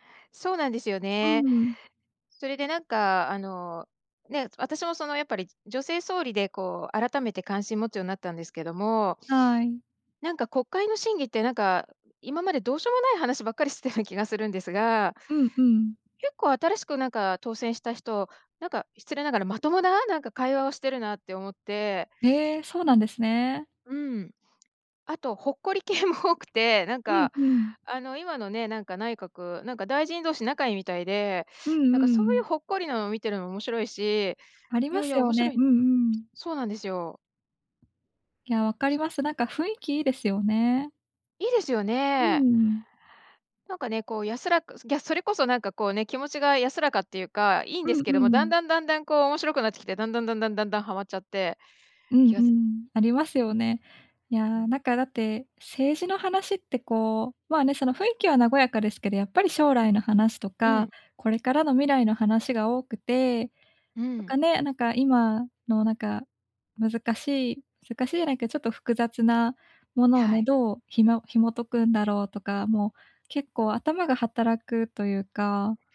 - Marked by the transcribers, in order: laughing while speaking: "してたような"; laughing while speaking: "ほっこり系も"
- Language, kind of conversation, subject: Japanese, advice, 安らかな眠りを優先したいのですが、夜の習慣との葛藤をどう解消すればよいですか？